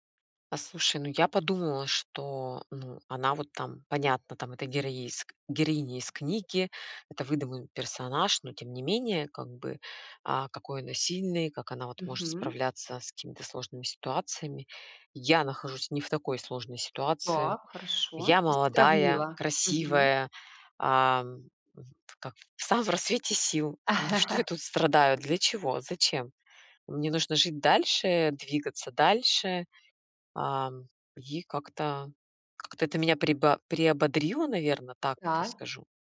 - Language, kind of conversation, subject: Russian, podcast, Какая книга помогла вам пережить трудный период?
- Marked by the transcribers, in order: other noise; laughing while speaking: "в самом рассвете сил"; chuckle; other background noise